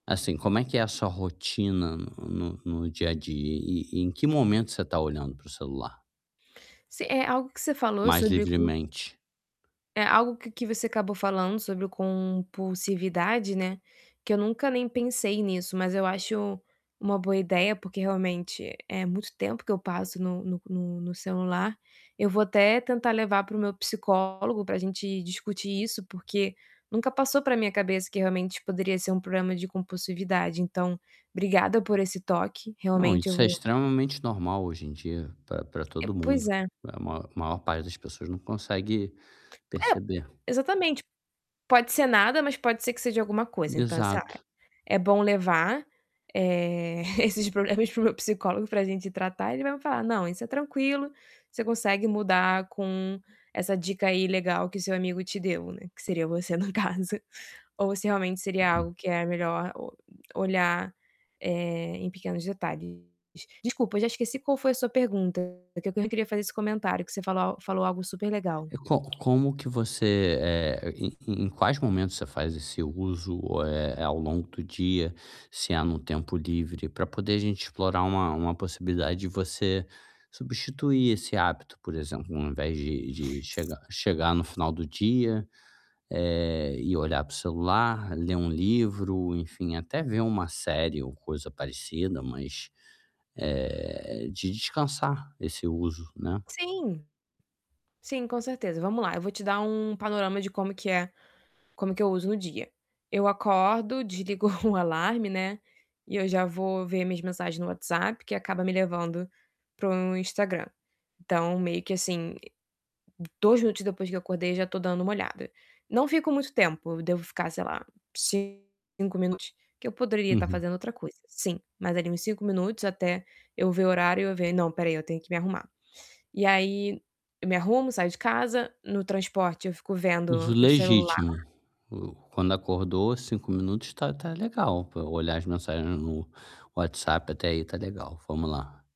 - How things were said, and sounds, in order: tapping; distorted speech; laughing while speaking: "esses proble"; laughing while speaking: "no caso"; static; other background noise; laughing while speaking: "desligo o"
- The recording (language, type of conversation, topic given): Portuguese, advice, Como posso reduzir aplicativos e notificações desnecessárias no meu telefone?